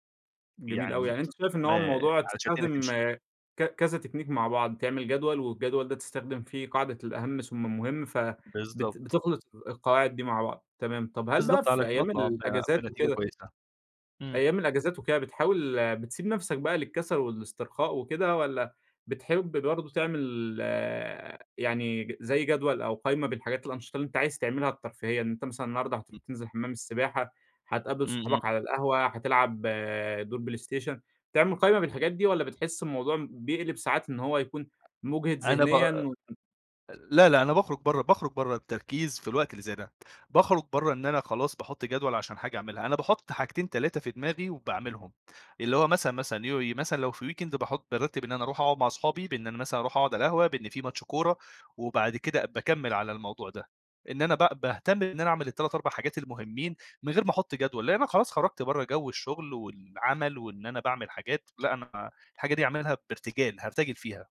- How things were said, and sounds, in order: tapping; in English: "تكنيك"; other background noise; in English: "weekend"
- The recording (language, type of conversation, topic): Arabic, podcast, إزاي تتغلب على الكسل والمماطلة؟